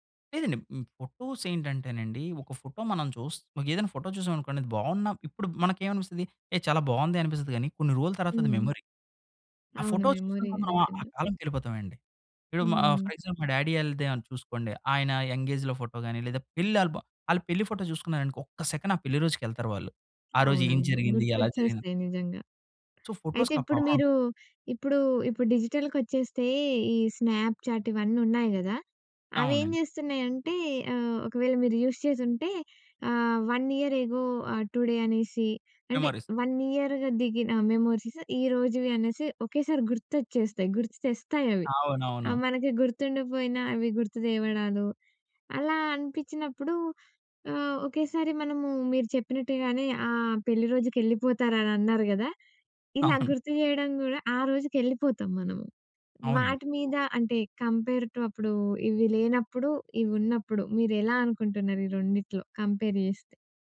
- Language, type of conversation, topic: Telugu, podcast, ఫోటోలు పంచుకునేటప్పుడు మీ నిర్ణయం ఎలా తీసుకుంటారు?
- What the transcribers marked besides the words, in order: in English: "ఫోటోస్"; in English: "మెమొరీ"; in English: "ఫర్ ఎగ్జాంపుల్"; in English: "డ్యాడీ"; in English: "యంగ్ఏజ్‌లో"; in English: "ఆల్భమ్"; in English: "సెకండ్"; in English: "సో"; in English: "పవర్"; in English: "స్నాప్‌చాట్"; in English: "యూజ్"; in English: "వన్ ఇయర్ ఎగో"; in English: "టుడే"; in English: "వన్ ఇయర్‌గా"; in English: "మెమరీస్"; in English: "మెమోరీస్"; laughing while speaking: "అవును"; in English: "కంపేర్ టు"; other background noise; in English: "కంపేర్"